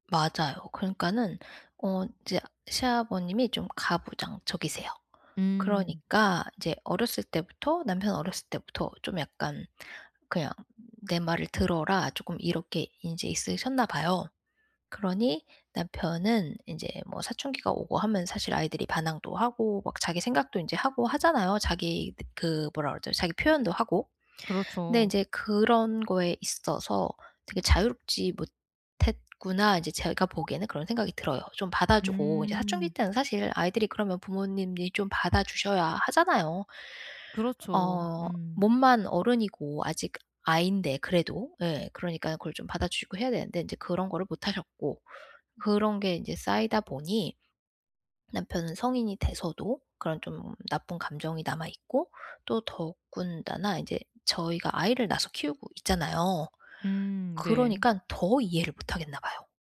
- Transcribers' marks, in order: none
- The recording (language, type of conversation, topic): Korean, advice, 가족 모임에서 감정이 격해질 때 어떻게 평정을 유지할 수 있을까요?